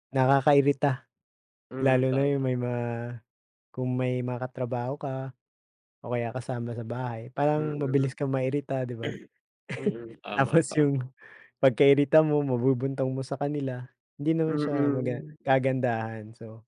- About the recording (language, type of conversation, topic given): Filipino, unstructured, Ano ang paborito mong gawin tuwing umaga para maging masigla?
- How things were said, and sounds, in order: other background noise; throat clearing; chuckle